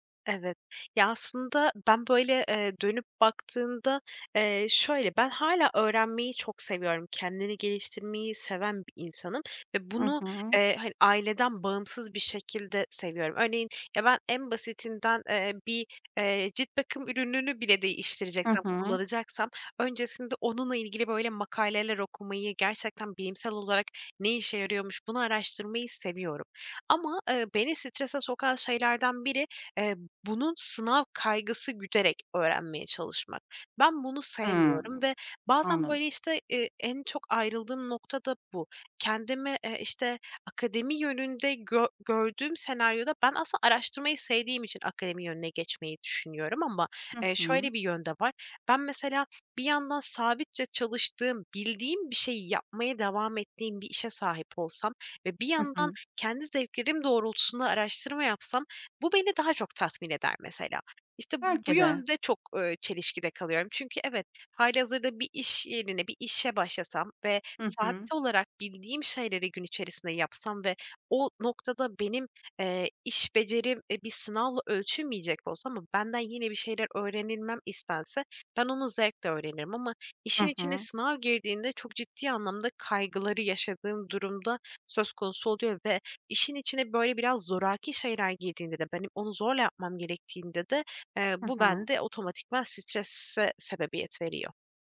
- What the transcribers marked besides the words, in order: other background noise; "strese" said as "stresse"
- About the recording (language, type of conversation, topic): Turkish, advice, Karar verirken duygularım kafamı karıştırdığı için neden kararsız kalıyorum?